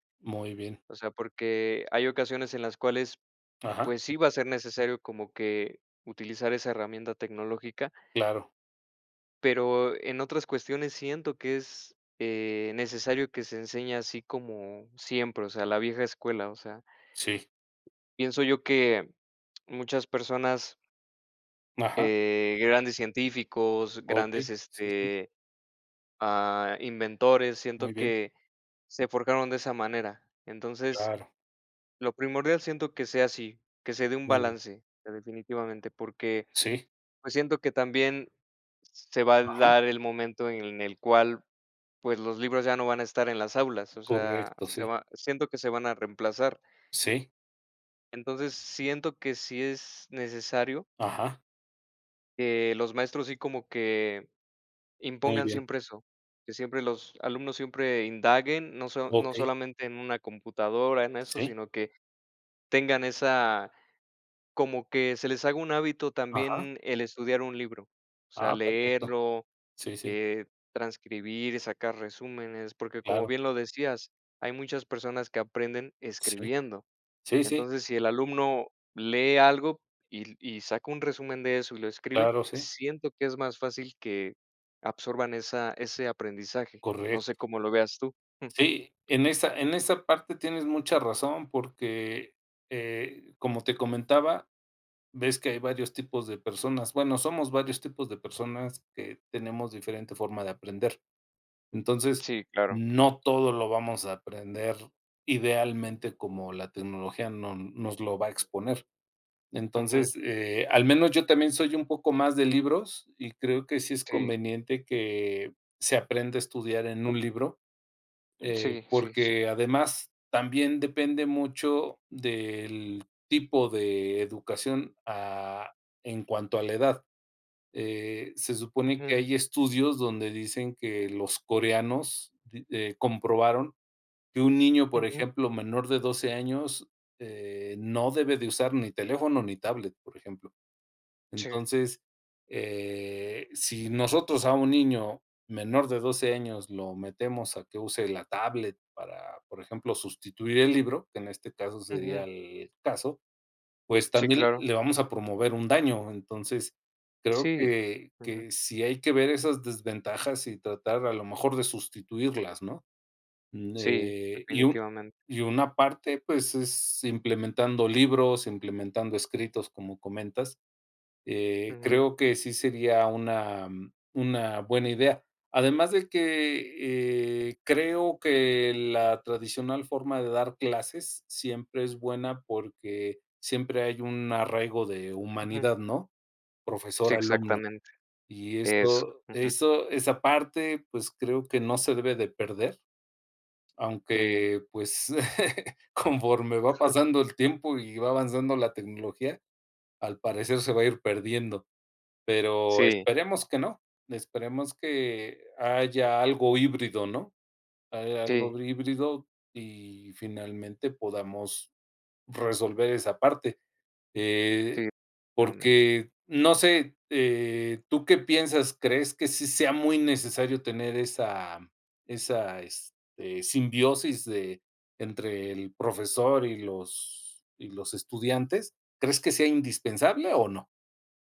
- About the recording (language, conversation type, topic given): Spanish, unstructured, ¿Crees que las escuelas deberían usar más tecnología en clase?
- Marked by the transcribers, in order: other background noise